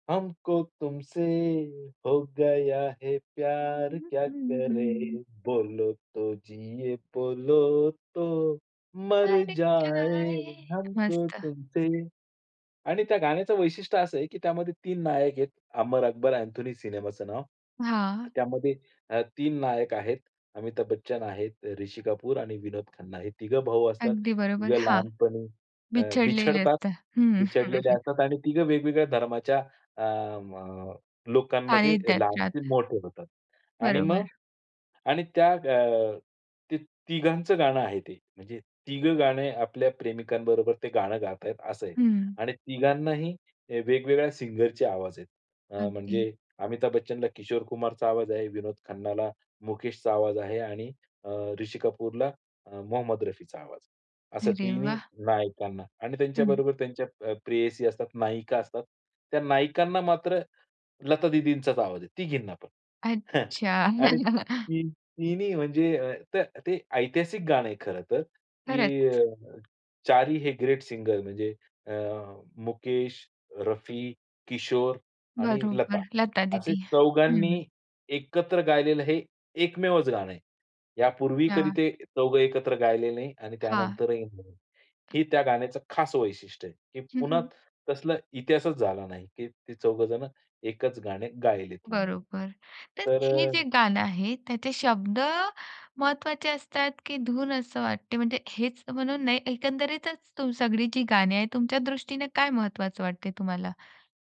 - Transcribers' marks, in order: singing: "हमको तुमसे हो गया है … जाये हमको तुमसे"; in Hindi: "हमको तुमसे हो गया है … जाये हमको तुमसे"; humming a tune; singing: "मर जाये"; other background noise; chuckle; tapping
- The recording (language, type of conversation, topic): Marathi, podcast, कधी एखादं गाणं ऐकून तुम्हाला पुन्हा त्या काळात गेल्यासारखं वाटतं का?